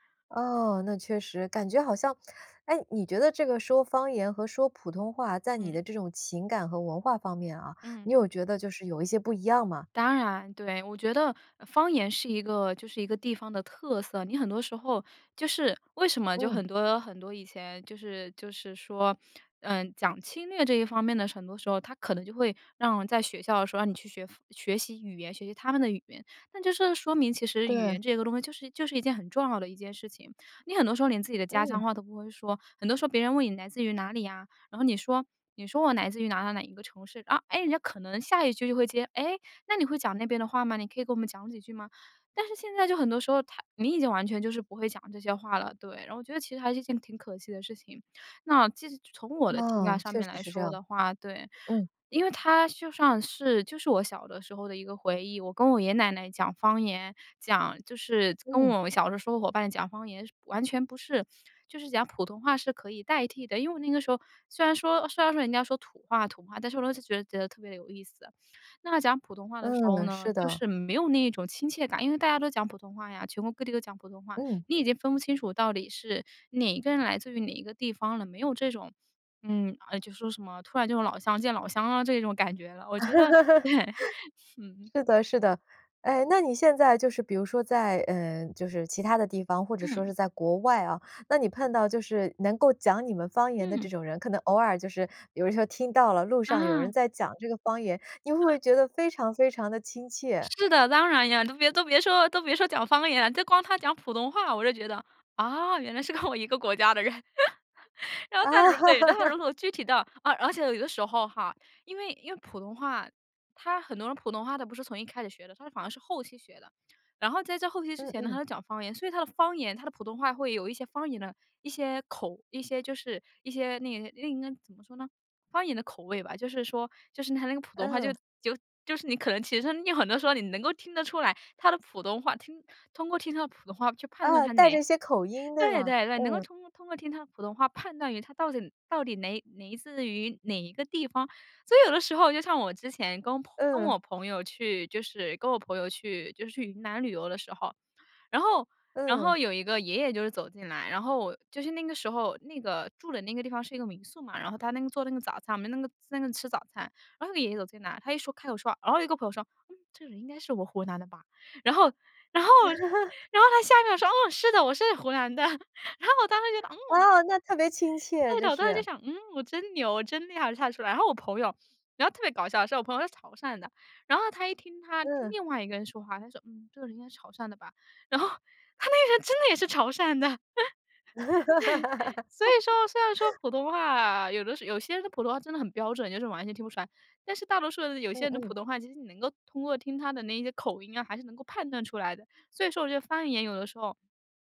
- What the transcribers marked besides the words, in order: laugh; laughing while speaking: "是的"; laughing while speaking: "对，嗯"; laugh; laughing while speaking: "都别 都别说 都别说讲方言"; laughing while speaking: "原来是跟我一个国家的人。 然后他如 对"; laugh; "来自" said as "nei自"; laughing while speaking: "然后 然后他下面说：哦，是的，我是湖南的。然后我当时觉得，嗯"; laugh; joyful: "哦！那特别亲切"; joyful: "对的，我当时就想，嗯，我真牛，我真厉害就看出来"; laughing while speaking: "然后他那个人真的也是潮汕的。 对，所以说"; laugh
- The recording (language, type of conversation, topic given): Chinese, podcast, 你怎么看待方言的重要性？